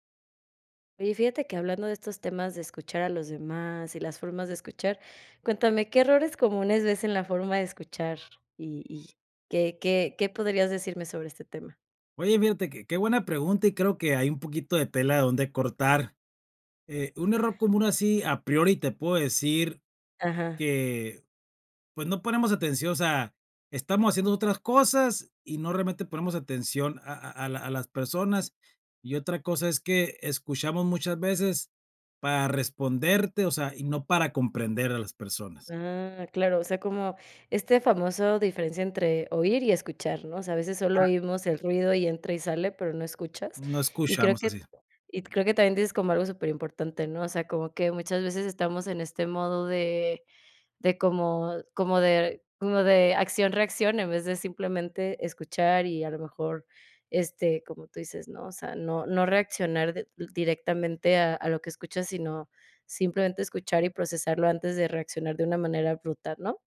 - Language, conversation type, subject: Spanish, podcast, ¿Cuáles son los errores más comunes al escuchar a otras personas?
- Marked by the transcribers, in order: background speech; other background noise